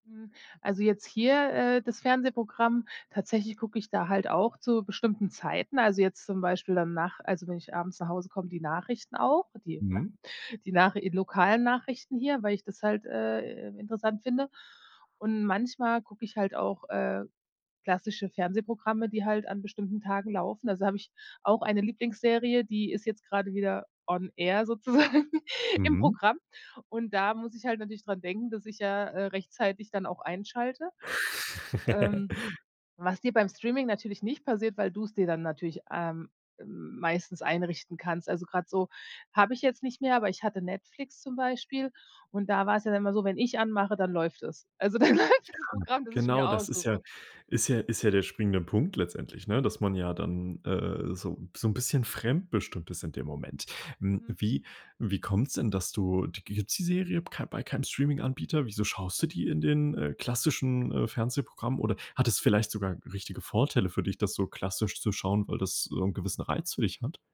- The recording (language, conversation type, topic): German, podcast, Wie unterscheidet sich Streaming für dich vom klassischen Fernsehen?
- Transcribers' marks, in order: other background noise; in English: "on air"; laughing while speaking: "sozusagen"; laugh; laughing while speaking: "läuft das Programm"